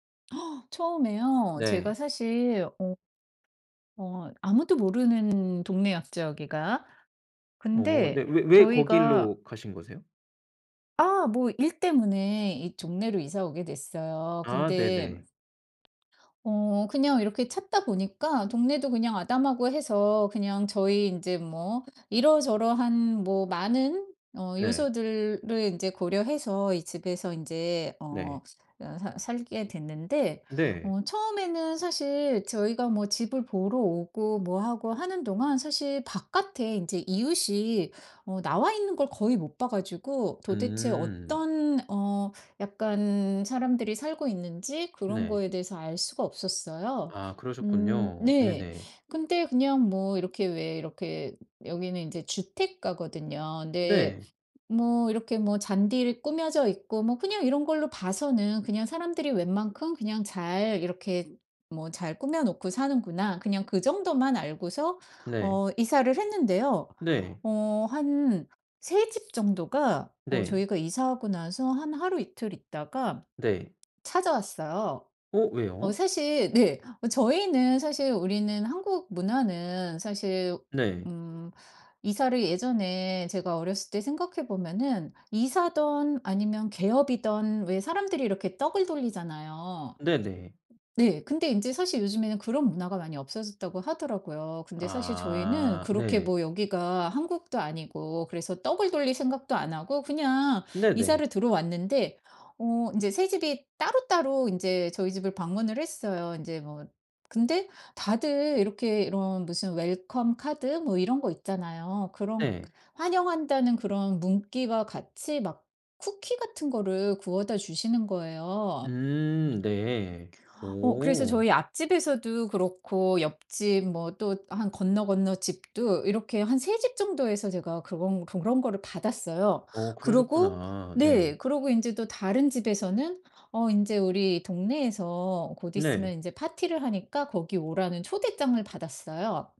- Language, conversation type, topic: Korean, podcast, 새 이웃을 환영하는 현실적 방법은 뭐가 있을까?
- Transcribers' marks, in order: other background noise; "문구와" said as "문귀와"